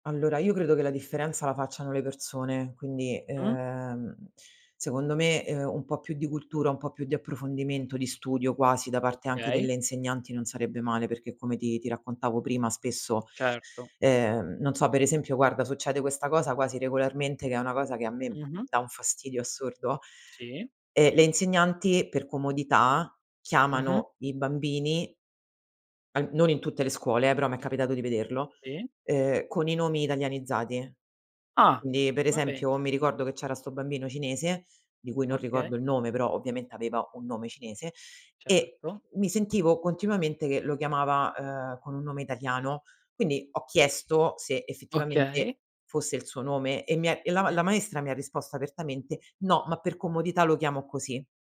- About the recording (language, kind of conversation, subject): Italian, podcast, Come si può favorire l’inclusione dei nuovi arrivati?
- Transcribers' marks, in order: other background noise; "Sì" said as "tì"; "Quindi" said as "ndi"; "pensa" said as "penza"; tapping; "Sì" said as "tì"